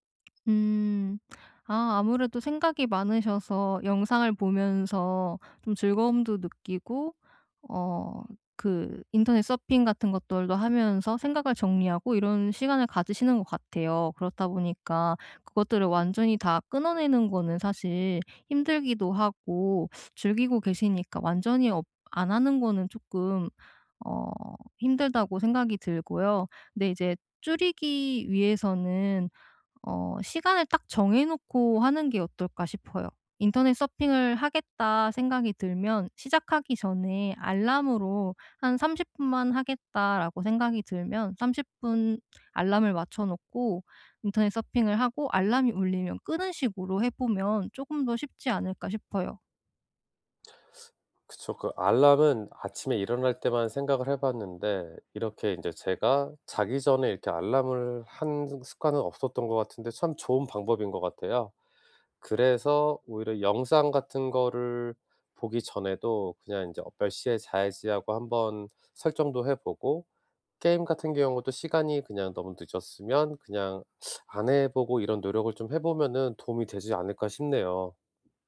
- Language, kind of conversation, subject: Korean, advice, 하루 일과에 맞춰 규칙적인 수면 습관을 어떻게 시작하면 좋을까요?
- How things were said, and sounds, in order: other background noise